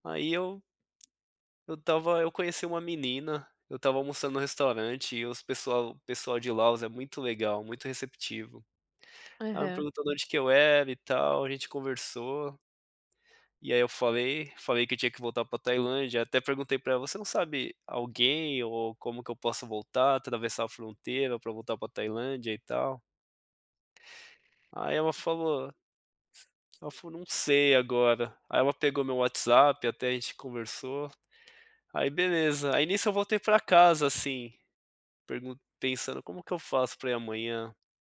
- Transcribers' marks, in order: tapping; other background noise
- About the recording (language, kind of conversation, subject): Portuguese, podcast, Você pode me contar uma história de hospitalidade que recebeu durante uma viagem pela sua região?